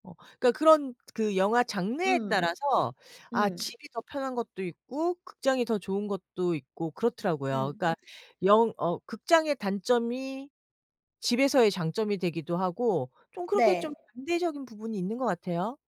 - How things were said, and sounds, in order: tapping
- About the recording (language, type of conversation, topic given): Korean, unstructured, 주말에는 영화관에서 영화를 보는 것과 집에서 영화를 보는 것 중 어느 쪽을 더 선호하시나요?